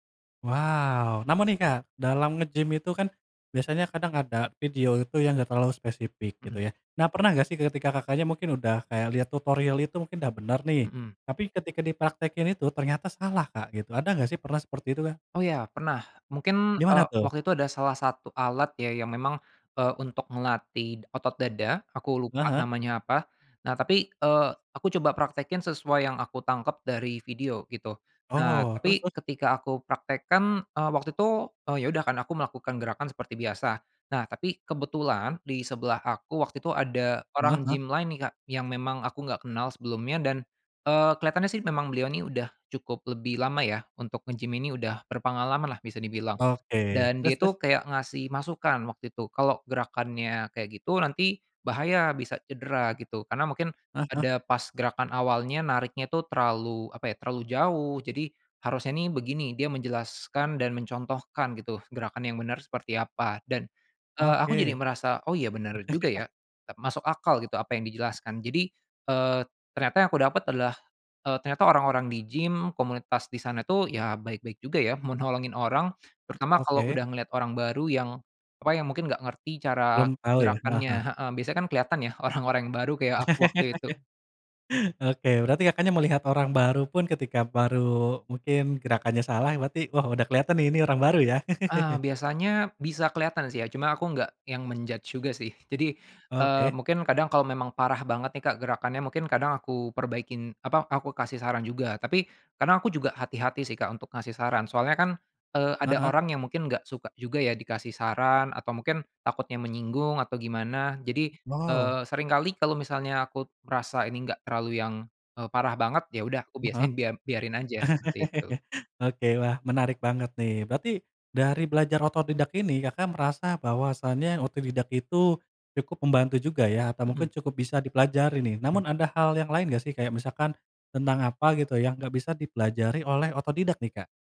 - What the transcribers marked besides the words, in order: other background noise; chuckle; laughing while speaking: "mau nolongin"; laughing while speaking: "orang-orang"; laugh; laugh; in English: "men-judge"; laugh
- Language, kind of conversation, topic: Indonesian, podcast, Pernah nggak belajar otodidak, ceritain dong?